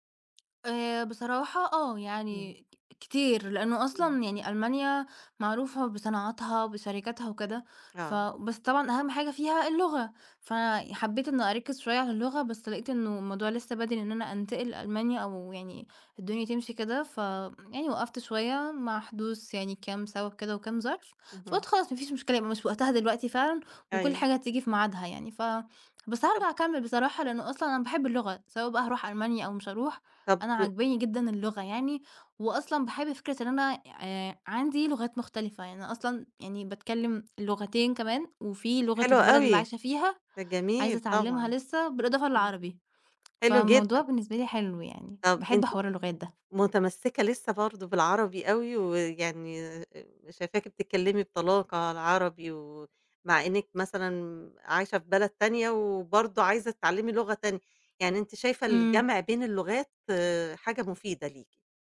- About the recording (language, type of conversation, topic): Arabic, podcast, إيه اللي بيحفزك تفضل تتعلم دايمًا؟
- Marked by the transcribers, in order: tapping